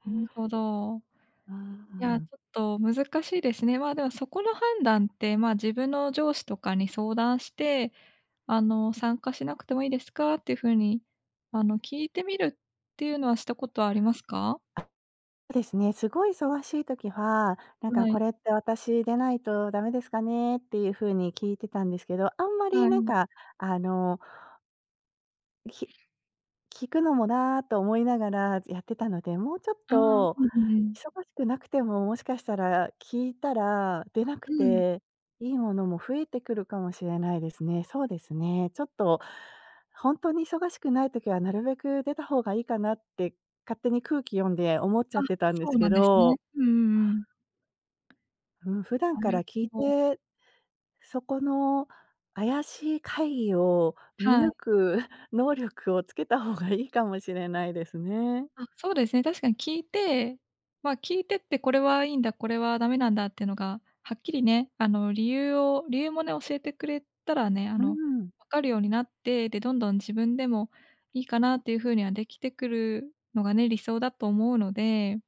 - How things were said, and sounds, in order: other background noise; tapping
- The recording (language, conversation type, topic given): Japanese, advice, 会議が長引いて自分の仕事が進まないのですが、どうすれば改善できますか？